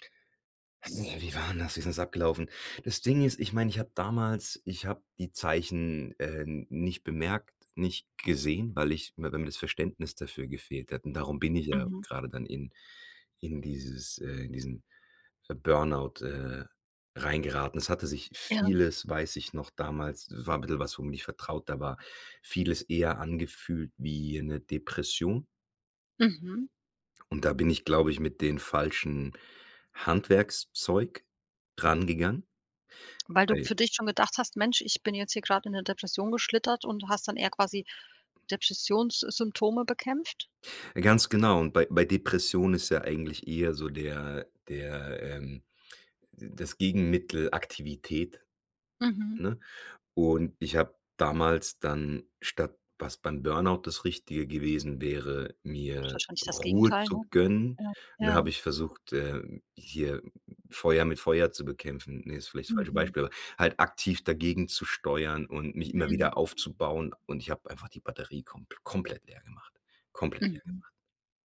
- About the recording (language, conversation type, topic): German, podcast, Wie merkst du, dass du kurz vor einem Burnout stehst?
- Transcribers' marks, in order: other noise